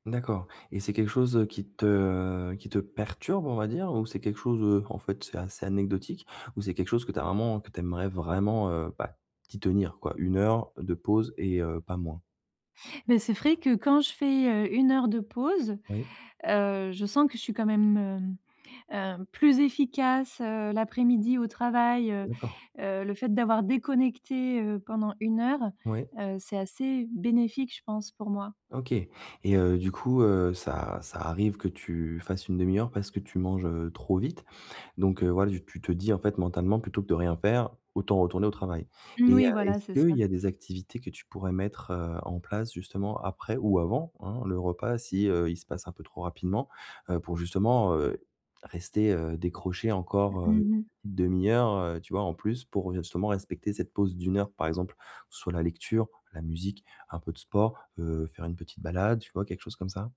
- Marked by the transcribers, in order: stressed: "vraiment"; other background noise
- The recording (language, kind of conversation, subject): French, advice, Comment puis-je mieux séparer mon travail de ma vie personnelle ?